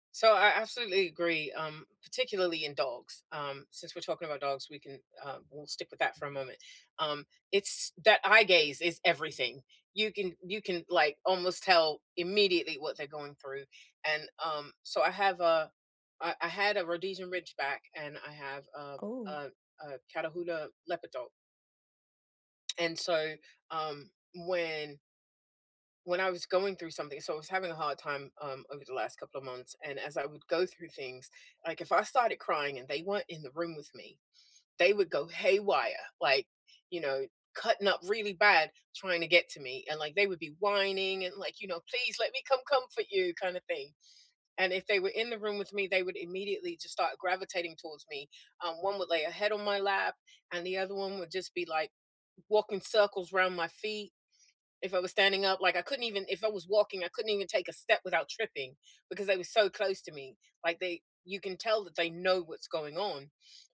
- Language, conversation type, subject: English, unstructured, How do animals communicate without words?
- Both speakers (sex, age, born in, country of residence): female, 30-34, United States, United States; female, 50-54, United States, United States
- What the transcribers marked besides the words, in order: none